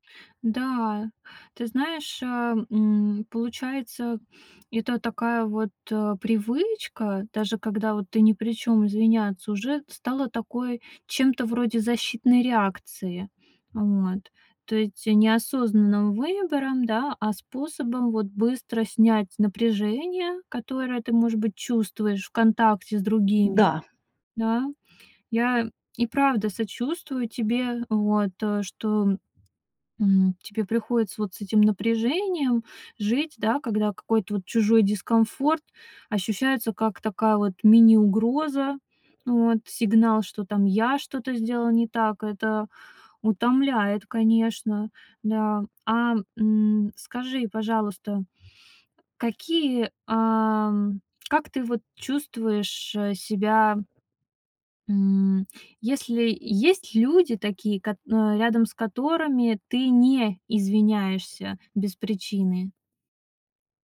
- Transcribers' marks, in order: tapping; stressed: "не"
- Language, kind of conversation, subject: Russian, advice, Почему я всегда извиняюсь, даже когда не виноват(а)?